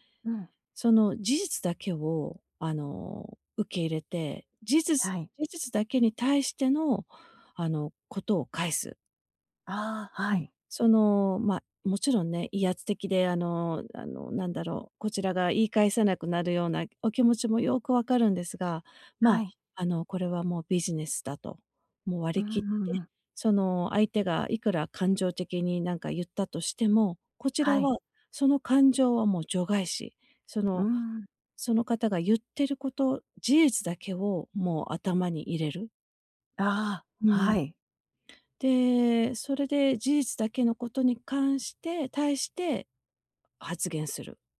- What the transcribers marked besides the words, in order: none
- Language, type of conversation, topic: Japanese, advice, 公の場で批判的なコメントを受けたとき、どのように返答すればよいでしょうか？